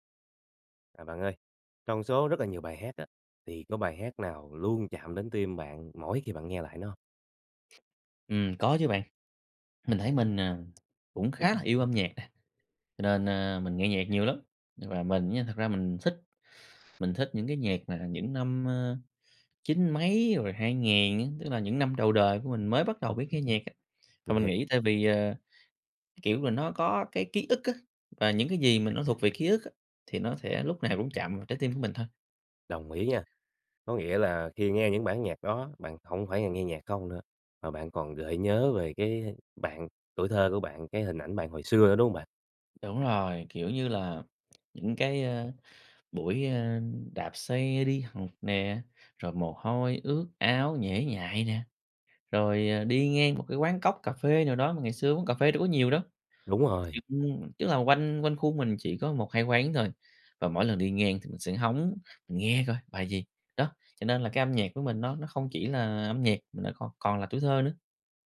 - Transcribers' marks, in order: other background noise; tapping; other noise; laughing while speaking: "nào"; unintelligible speech
- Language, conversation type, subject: Vietnamese, podcast, Bài hát nào luôn chạm đến trái tim bạn mỗi khi nghe?
- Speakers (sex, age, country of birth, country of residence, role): male, 20-24, Vietnam, Vietnam, host; male, 30-34, Vietnam, Vietnam, guest